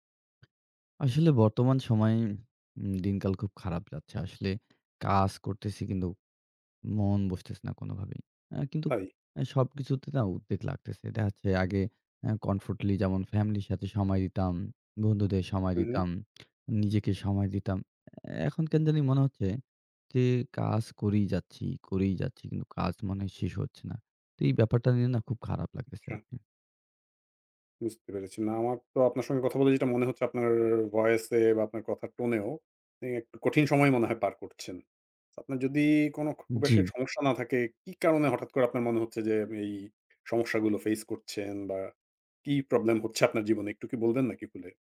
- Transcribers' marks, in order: in English: "কমফোর্টলি"
- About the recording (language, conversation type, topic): Bengali, advice, কাজের সময় ঘন ঘন বিঘ্ন হলে মনোযোগ ধরে রাখার জন্য আমি কী করতে পারি?